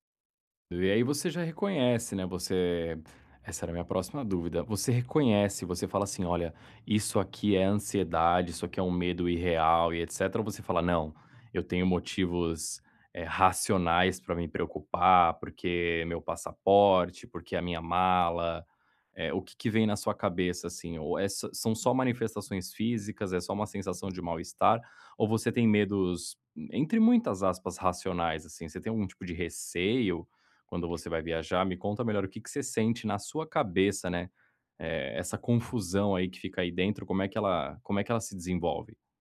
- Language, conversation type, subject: Portuguese, advice, Como posso lidar com a ansiedade ao explorar lugares novos e desconhecidos?
- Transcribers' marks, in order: none